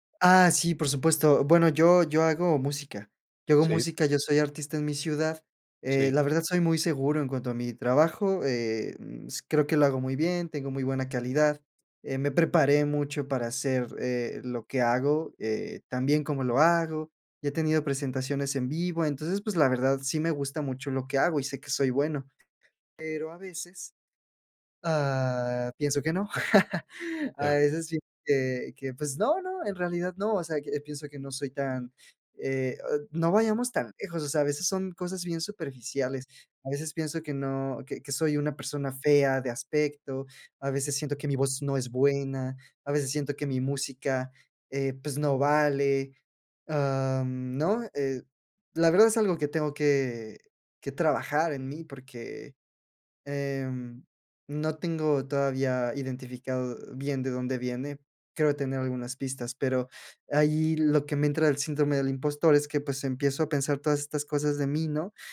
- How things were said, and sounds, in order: chuckle
- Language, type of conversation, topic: Spanish, podcast, ¿Cómo empezarías a conocerte mejor?